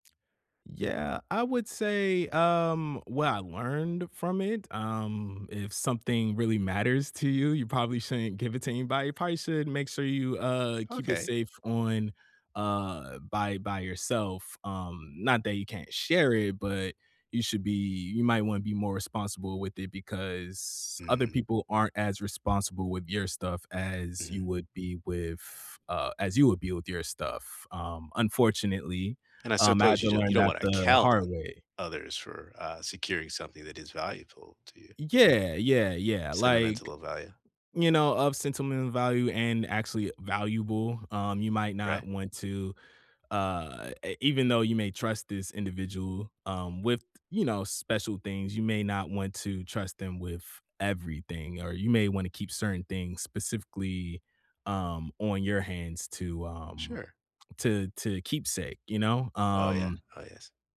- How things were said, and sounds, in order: tapping
- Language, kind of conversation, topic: English, unstructured, Have you ever experienced theft or lost valuables while traveling?